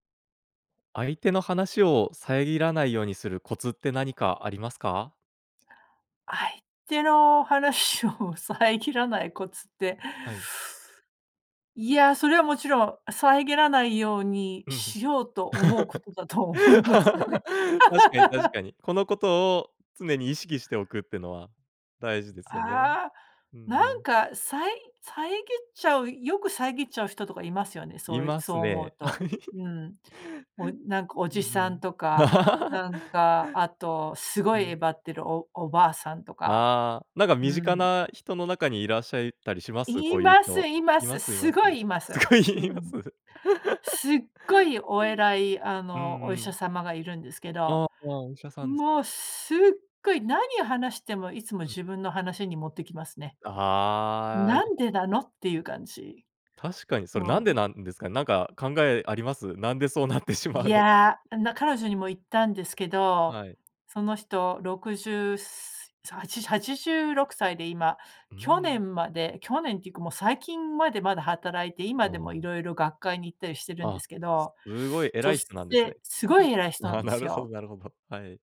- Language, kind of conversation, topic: Japanese, podcast, 相手の話を遮らずに聞くコツはありますか？
- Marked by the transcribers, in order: laughing while speaking: "思うことだと思いますよね"; laugh; laugh; giggle; laugh; laughing while speaking: "すごいいます？"; laugh; laughing while speaking: "なんでそうなってしまうのか"; chuckle; giggle